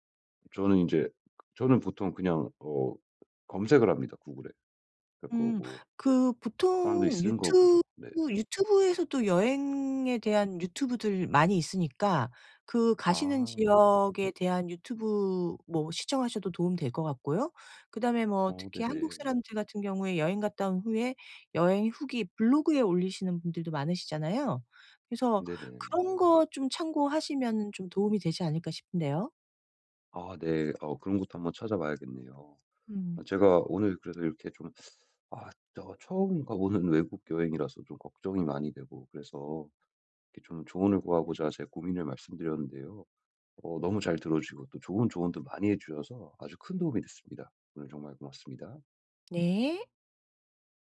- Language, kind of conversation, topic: Korean, advice, 여행 중 언어 장벽을 어떻게 극복해 더 잘 의사소통할 수 있을까요?
- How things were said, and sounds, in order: other background noise; tapping